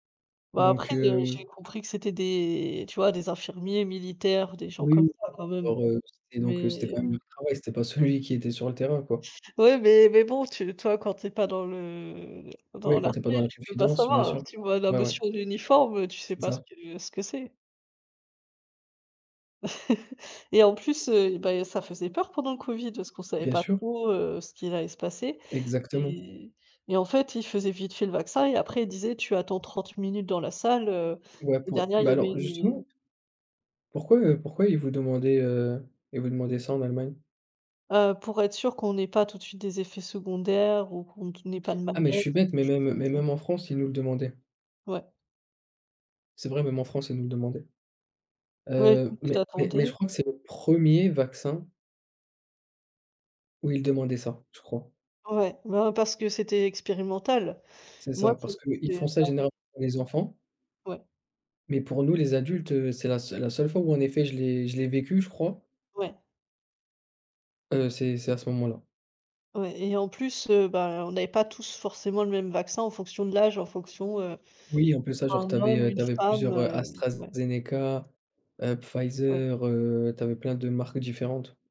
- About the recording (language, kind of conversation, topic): French, unstructured, Que penses-tu des campagnes de vaccination obligatoires ?
- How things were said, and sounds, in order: laugh